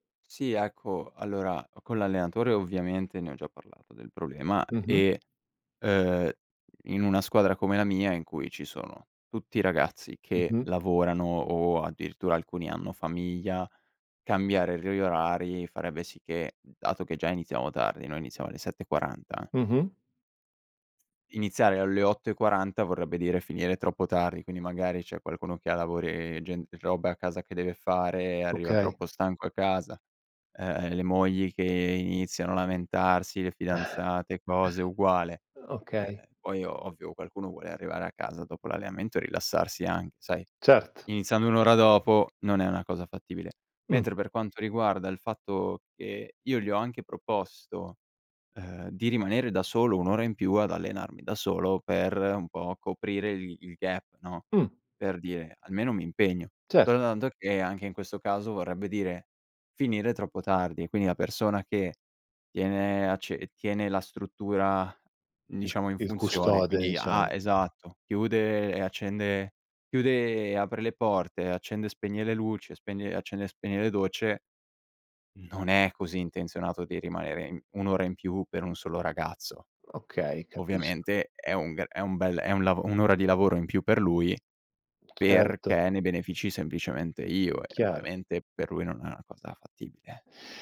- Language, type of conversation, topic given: Italian, advice, Come posso gestire il senso di colpa quando salto gli allenamenti per il lavoro o la famiglia?
- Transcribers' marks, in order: other background noise; chuckle; in English: "gap"; other noise